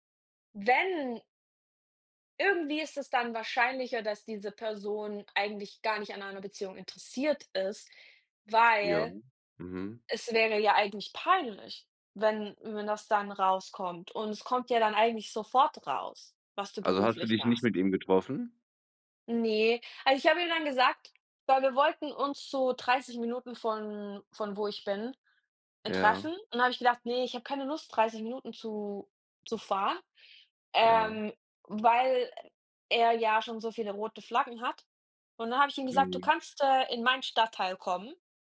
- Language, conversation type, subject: German, unstructured, Wie reagierst du, wenn dein Partner nicht ehrlich ist?
- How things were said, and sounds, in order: none